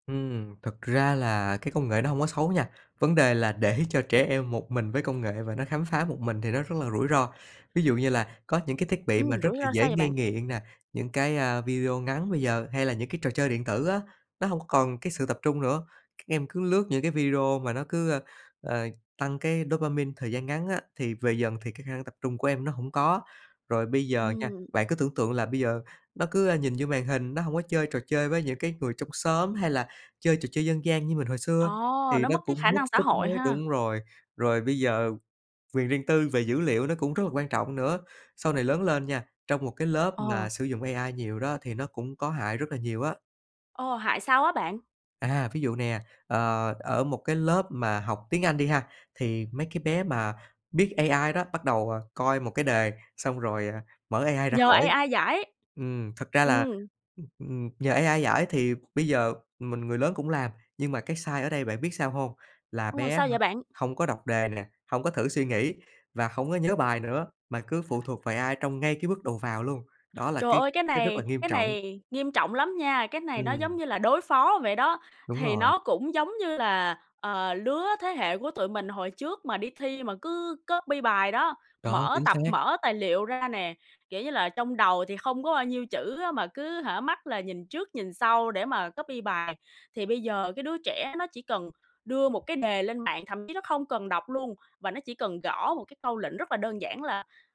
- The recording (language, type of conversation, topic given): Vietnamese, podcast, Bạn nghĩ sao về việc trẻ em lớn lên cùng trí tuệ nhân tạo và các thiết bị thông minh?
- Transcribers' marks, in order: in English: "copy"; in English: "copy"; tapping